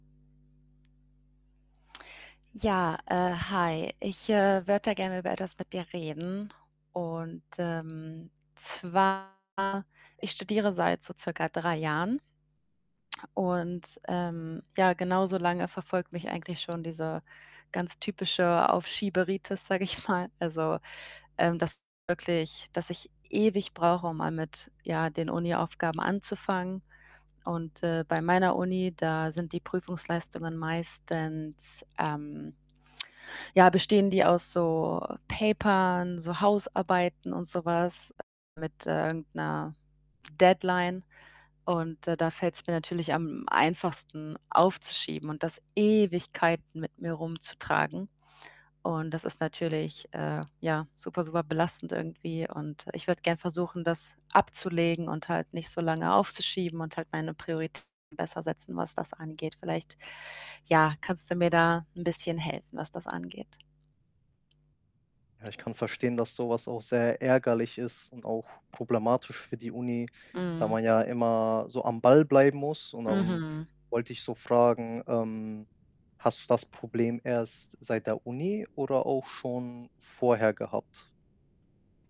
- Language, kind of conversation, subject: German, advice, Wie kann ich weniger aufschieben und meine Aufgaben besser priorisieren?
- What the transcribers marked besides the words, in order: other background noise; mechanical hum; distorted speech; laughing while speaking: "ich mal"; in English: "Papern"; other noise; stressed: "Ewigkeiten"; static